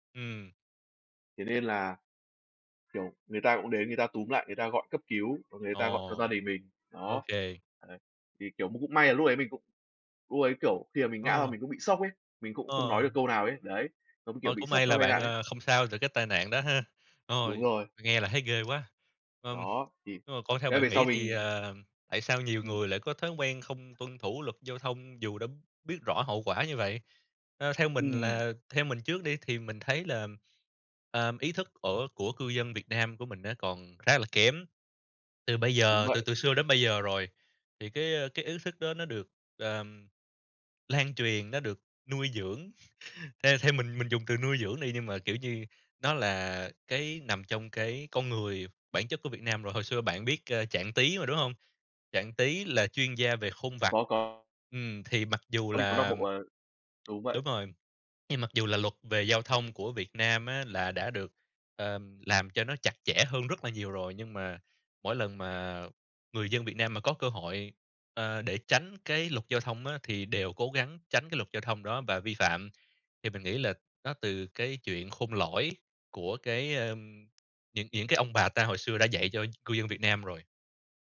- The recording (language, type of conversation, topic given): Vietnamese, unstructured, Bạn cảm thấy thế nào khi người khác không tuân thủ luật giao thông?
- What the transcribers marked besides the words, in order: other background noise; tapping; chuckle